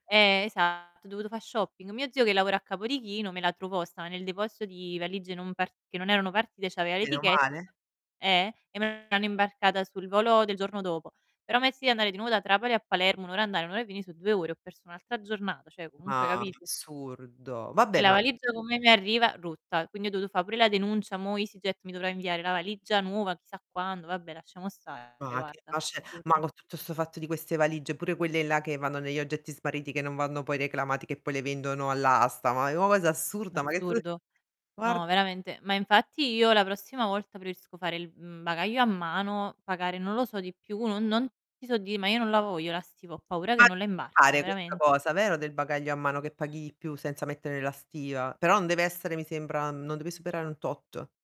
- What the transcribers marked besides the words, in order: distorted speech; unintelligible speech; "cioè" said as "ceh"; unintelligible speech; other background noise
- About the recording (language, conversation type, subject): Italian, unstructured, Qual è la cosa più strana che ti è successa durante un viaggio?